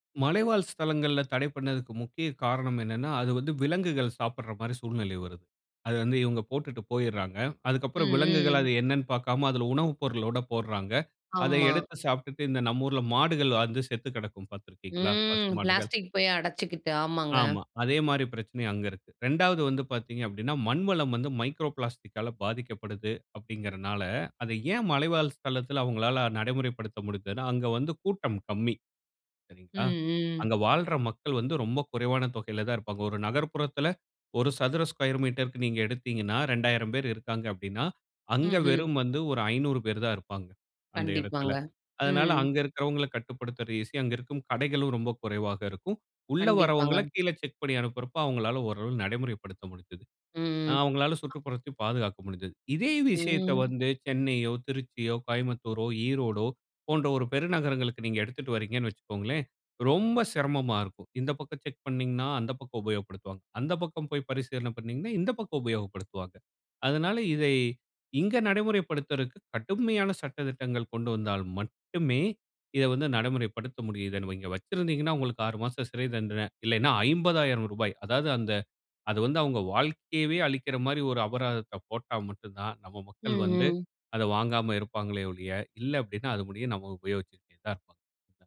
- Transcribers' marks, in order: drawn out: "ம்"; in English: "மைக்ரோ"; in English: "ஸ்கேயர் மீட்டர்‌க்கு"; other noise
- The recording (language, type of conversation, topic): Tamil, podcast, பிளாஸ்டிக் பயன்பாட்டை தினசரி எப்படி குறைக்கலாம்?